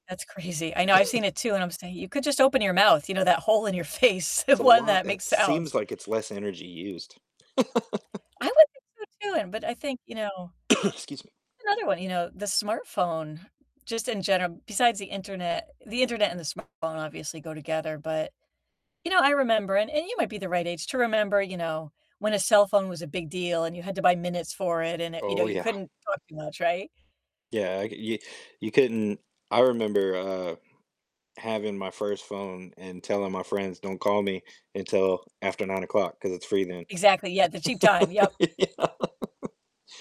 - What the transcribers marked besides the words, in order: laughing while speaking: "crazy"; other background noise; chuckle; laughing while speaking: "face, the one that makes sounds"; distorted speech; laugh; cough; laugh; laughing while speaking: "Yeah"
- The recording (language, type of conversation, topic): English, unstructured, What invention do you think has had the biggest impact on daily life?
- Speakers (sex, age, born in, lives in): female, 45-49, United States, United States; male, 35-39, United States, United States